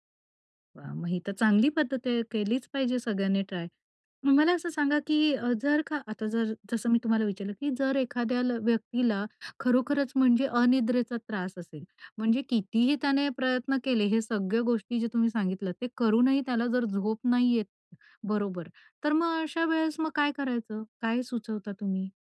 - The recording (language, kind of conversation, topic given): Marathi, podcast, चांगली झोप मिळावी म्हणून तुम्ही काय करता?
- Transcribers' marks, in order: in English: "ट्राय"